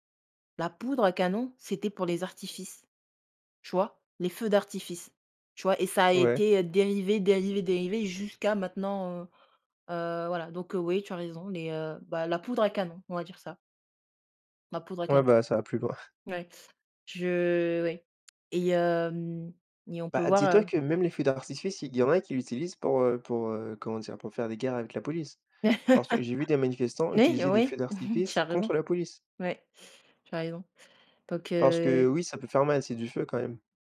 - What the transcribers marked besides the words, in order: tapping; chuckle; laugh; chuckle
- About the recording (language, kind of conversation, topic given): French, unstructured, Quelle invention scientifique a le plus changé le monde, selon toi ?